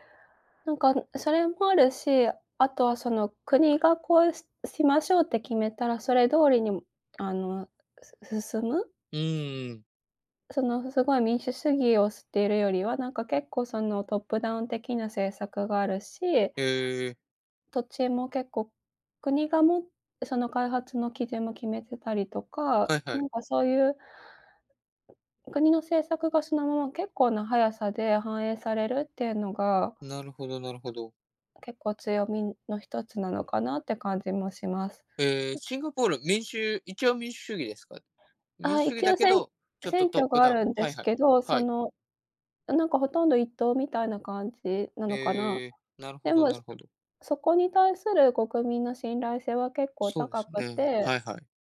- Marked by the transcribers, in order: tapping; in English: "トップダウン"
- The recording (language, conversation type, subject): Japanese, unstructured, 将来、挑戦してみたいことはありますか？